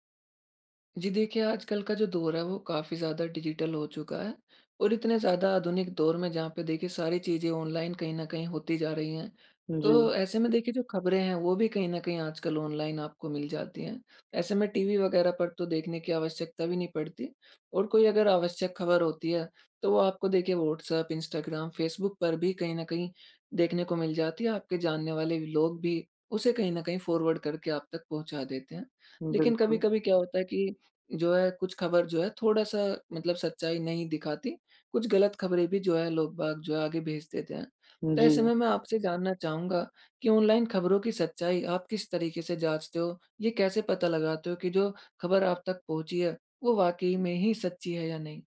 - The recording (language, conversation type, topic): Hindi, podcast, ऑनलाइन खबरों की सच्चाई आप कैसे जाँचते हैं?
- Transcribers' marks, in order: in English: "डिजिटल"; in English: "फ़ॉरवर्ड"